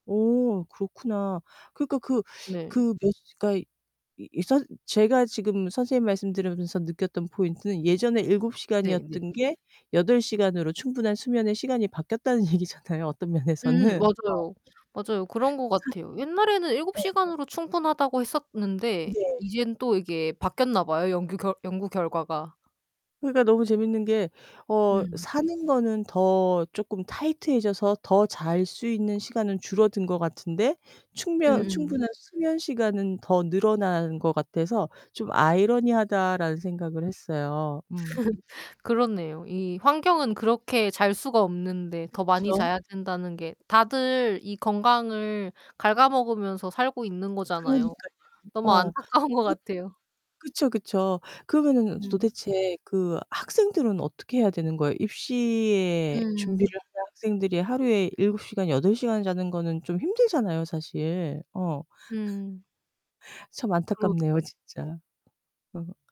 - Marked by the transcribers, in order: other background noise; laughing while speaking: "얘기잖아요, 어떤 면에서는 어"; distorted speech; laugh; laughing while speaking: "안타까운 것"; laugh
- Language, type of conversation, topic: Korean, unstructured, 좋은 수면 습관을 위해 꼭 지켜야 할 것은 무엇일까요?